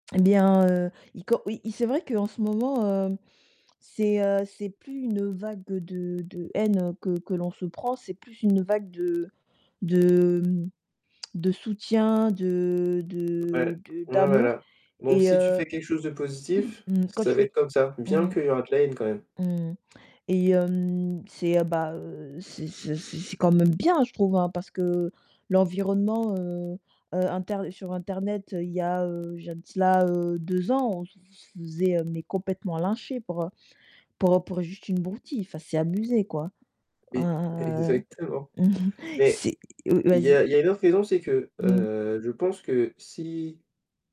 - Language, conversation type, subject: French, unstructured, Préféreriez-vous être célèbre pour quelque chose de positif ou pour quelque chose de controversé ?
- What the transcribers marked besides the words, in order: static; distorted speech; tsk; tapping; throat clearing; chuckle